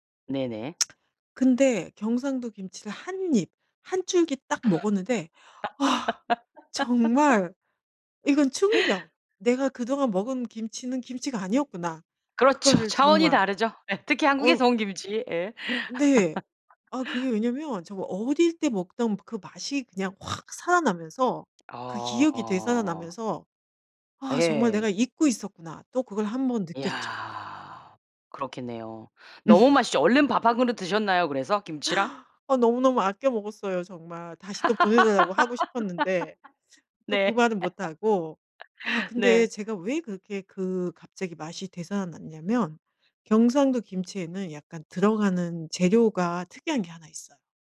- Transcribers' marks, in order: tsk; laugh; other background noise; laugh; laugh; inhale; laugh; laugh
- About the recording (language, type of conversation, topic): Korean, podcast, 가족에게서 대대로 전해 내려온 음식이나 조리법이 있으신가요?